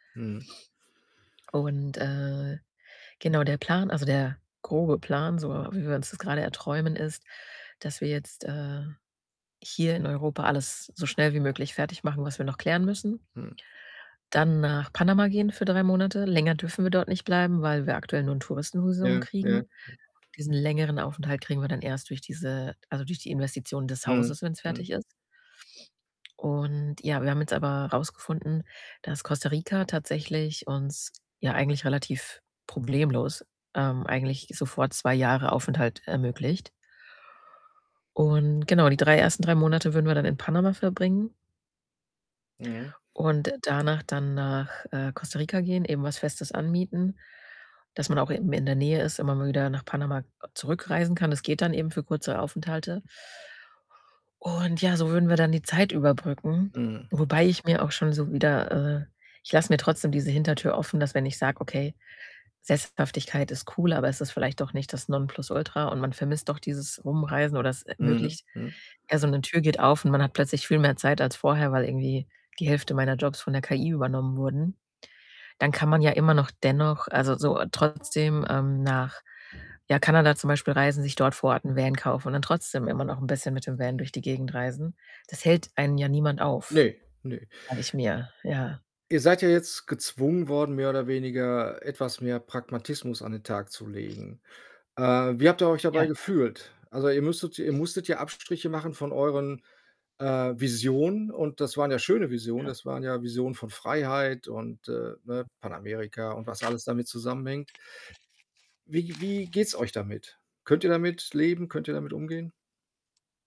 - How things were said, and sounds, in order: other background noise; horn; distorted speech; tapping
- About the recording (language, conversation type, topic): German, advice, Wie kann ich bei einer großen Entscheidung verschiedene mögliche Lebenswege visualisieren?